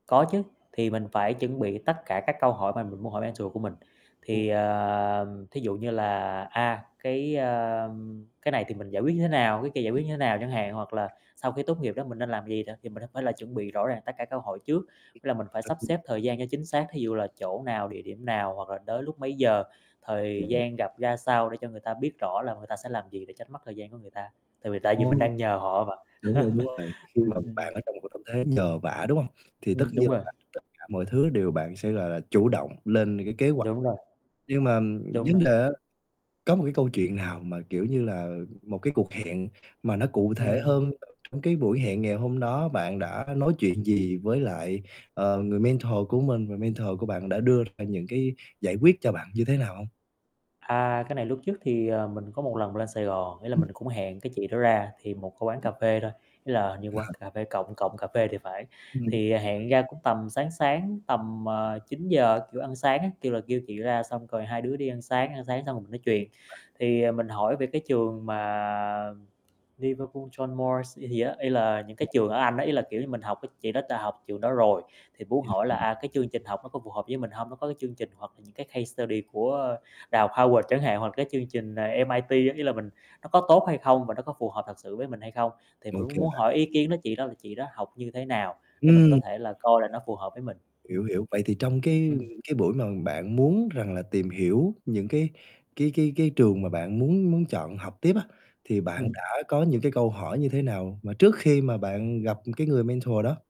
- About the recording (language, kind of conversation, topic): Vietnamese, podcast, Là người được cố vấn, bạn nên chuẩn bị những gì trước buổi gặp người hướng dẫn?
- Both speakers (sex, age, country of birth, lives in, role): male, 20-24, Vietnam, Vietnam, host; male, 30-34, Vietnam, Vietnam, guest
- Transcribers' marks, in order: other background noise; in English: "mentor"; distorted speech; tapping; unintelligible speech; static; laugh; in English: "mentor"; in English: "mentor"; other noise; unintelligible speech; in English: "case study"; in English: "M-I-T"; in English: "mentor"